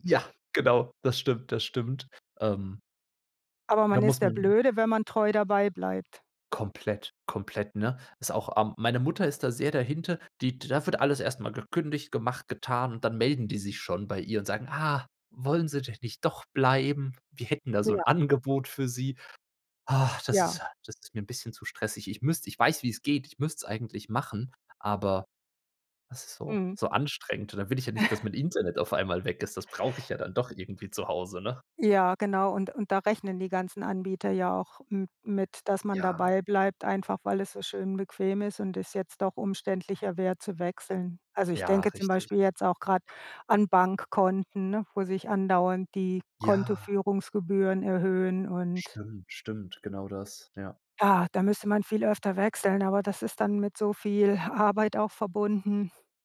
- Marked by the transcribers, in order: joyful: "Ja, genau. Das stimmt"; put-on voice: "Ah, wollen Sie denn nicht … Angebot für sie"; giggle
- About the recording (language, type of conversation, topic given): German, unstructured, Was denkst du über die steigenden Preise im Alltag?